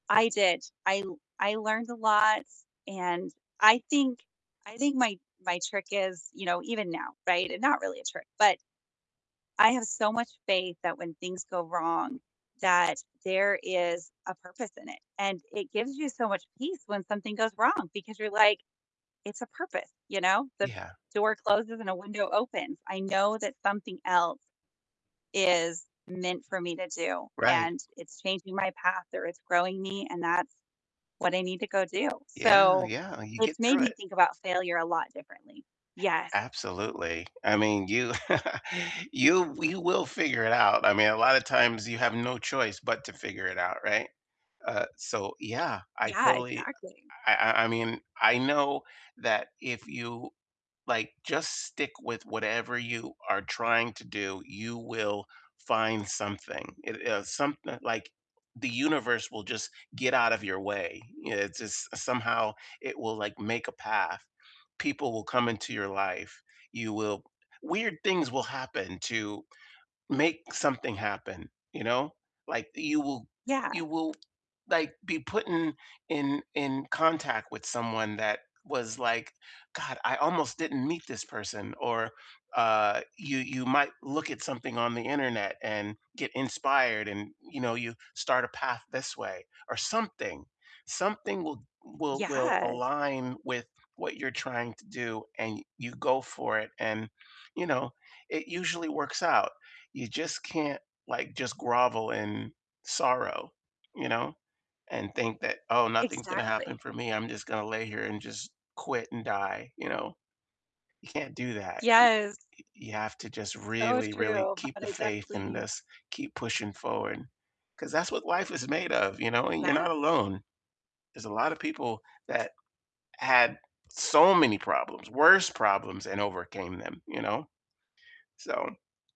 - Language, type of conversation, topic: English, unstructured, How do you handle failure or setbacks?
- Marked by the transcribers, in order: distorted speech; other background noise; laugh; tapping; unintelligible speech; stressed: "so"